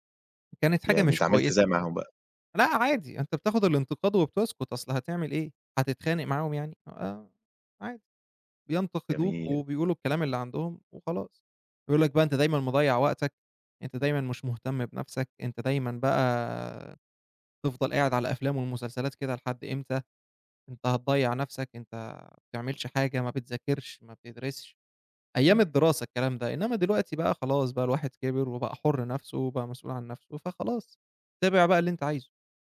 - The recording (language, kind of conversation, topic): Arabic, podcast, احكيلي عن هوايتك المفضلة وإزاي بدأت فيها؟
- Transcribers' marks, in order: none